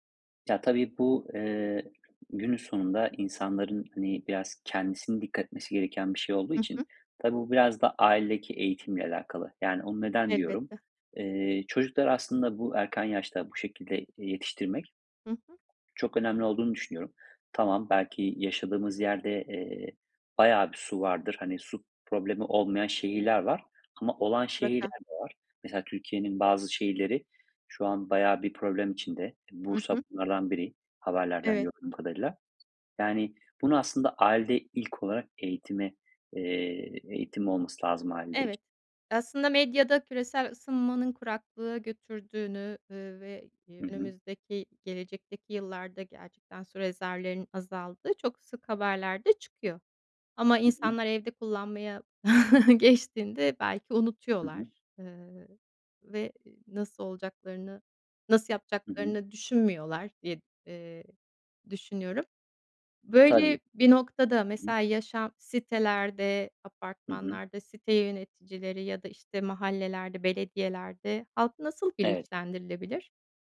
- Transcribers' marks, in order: other background noise; chuckle
- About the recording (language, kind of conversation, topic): Turkish, podcast, Su tasarrufu için pratik önerilerin var mı?